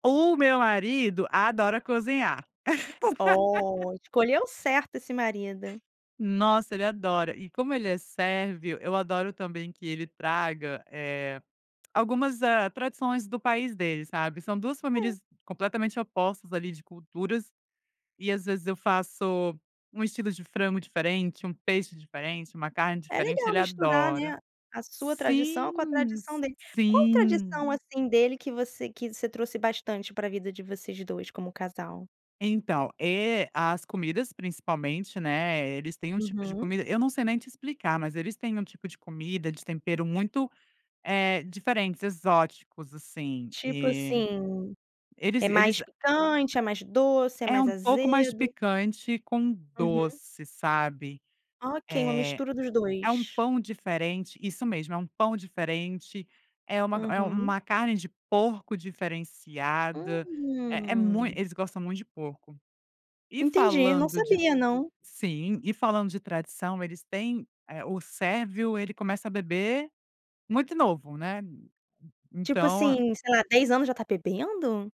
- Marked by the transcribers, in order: laugh; tapping; drawn out: "Hum"
- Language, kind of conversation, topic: Portuguese, podcast, Me conta uma tradição de família que você mantém até hoje?